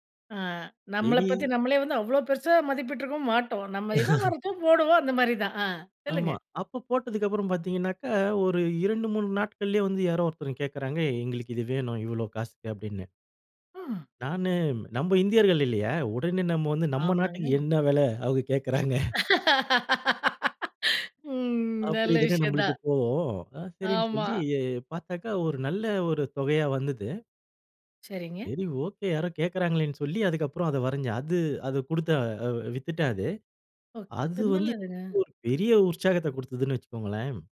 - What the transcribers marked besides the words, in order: chuckle; laughing while speaking: "என்ன வெல அவங்க கேக்கறாங்க"; laugh; unintelligible speech
- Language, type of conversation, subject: Tamil, podcast, சுயமாகக் கற்றுக்கொண்ட ஒரு திறனைப் பெற்றுக்கொண்ட ஆரம்பப் பயணத்தைப் பற்றி சொல்லுவீங்களா?